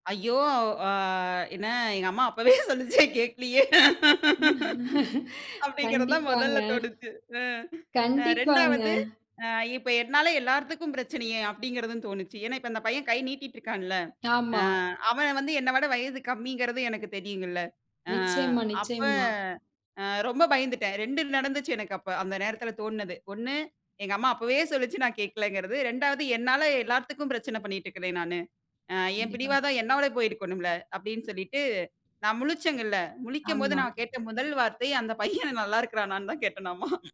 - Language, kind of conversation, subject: Tamil, podcast, நீர் தொடர்பான ஒரு விபத்தை நீங்கள் எப்படிச் சமாளித்தீர்கள்?
- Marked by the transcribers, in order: laughing while speaking: "அப்பவே சொன்னுச்சு கேட்கலயே!"; laugh; "முழிச்சேன்ல" said as "முழிச்சேங்கல்ல"; laughing while speaking: "நல்லா இருக்குறானான்னு தான் கேட்டனாமா"